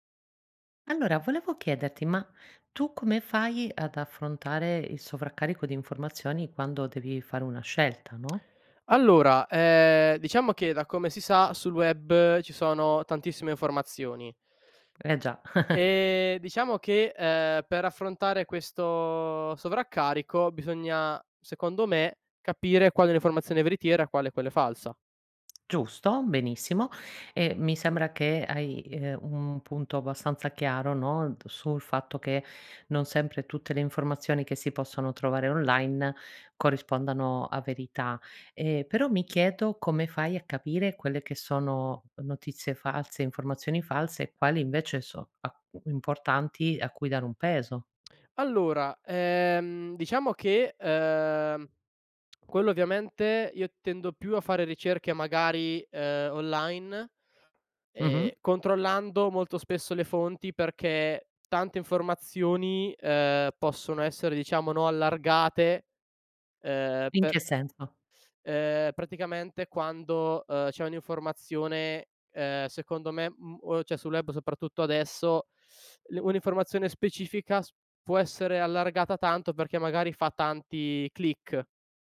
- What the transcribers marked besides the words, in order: chuckle; tsk; other background noise
- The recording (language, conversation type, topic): Italian, podcast, Come affronti il sovraccarico di informazioni quando devi scegliere?